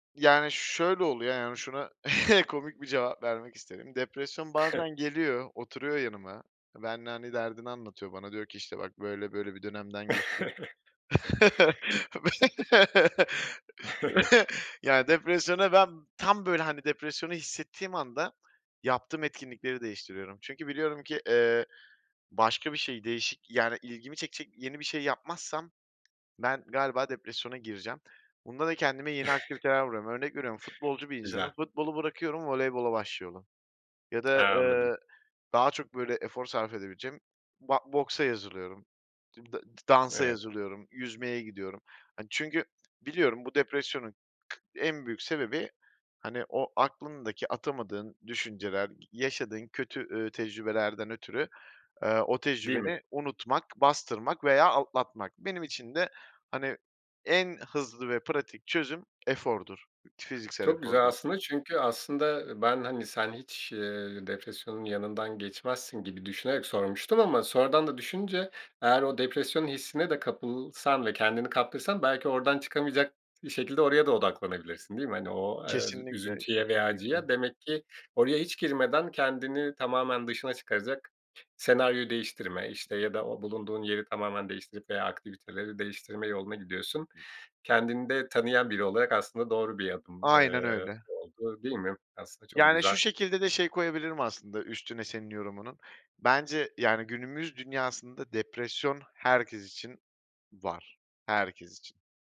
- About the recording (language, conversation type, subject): Turkish, podcast, Vücudunun sınırlarını nasıl belirlersin ve ne zaman “yeter” demen gerektiğini nasıl öğrenirsin?
- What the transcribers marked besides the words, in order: chuckle; chuckle; chuckle; other background noise; chuckle; laughing while speaking: "Be"; chuckle; tapping; chuckle